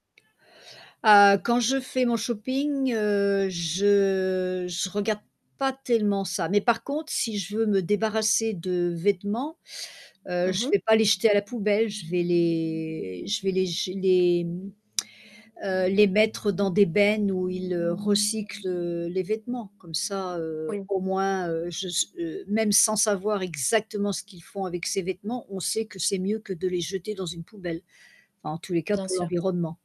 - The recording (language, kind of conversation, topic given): French, podcast, Pourquoi la biodiversité est-elle importante pour nous, selon toi ?
- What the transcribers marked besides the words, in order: static; other background noise; drawn out: "je"; tapping; distorted speech; stressed: "exactement"